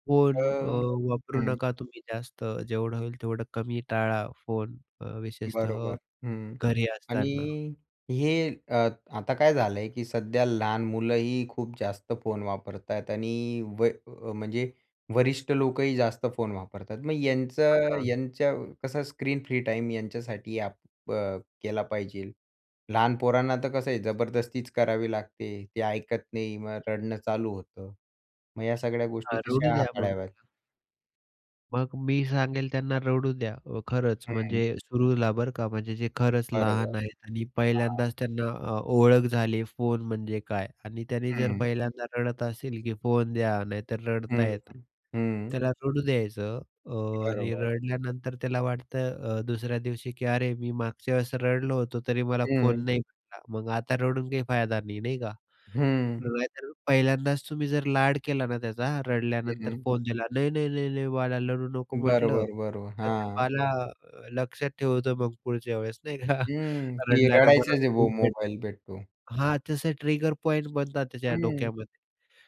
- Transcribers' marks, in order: tapping; in English: "स्क्रीन फ्री टाईम"; "पाहिजे" said as "पाहिजेल"; other background noise; chuckle; unintelligible speech; in English: "ट्रिगर पॉइंट"
- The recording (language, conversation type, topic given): Marathi, podcast, दिवसात स्क्रीनपासून दूर राहण्यासाठी तुम्ही कोणते सोपे उपाय करता?